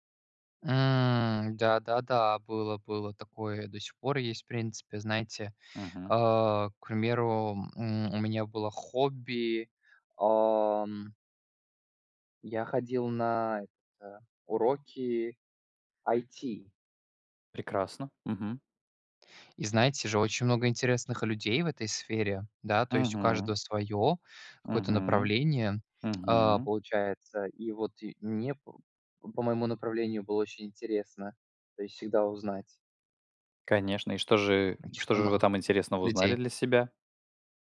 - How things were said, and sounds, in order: tapping; unintelligible speech
- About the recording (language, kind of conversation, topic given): Russian, unstructured, Как хобби помогает заводить новых друзей?